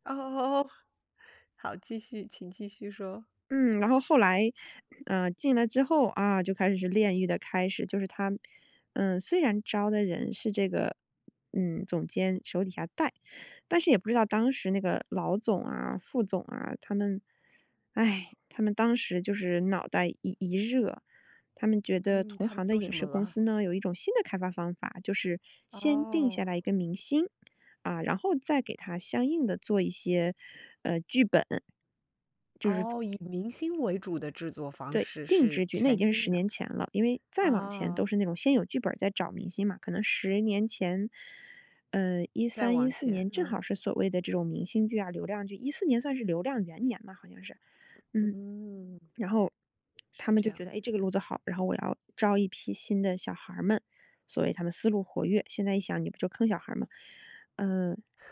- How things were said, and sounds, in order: put-on voice: "哦"; other background noise
- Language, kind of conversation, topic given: Chinese, podcast, 你第一次工作的经历是怎样的？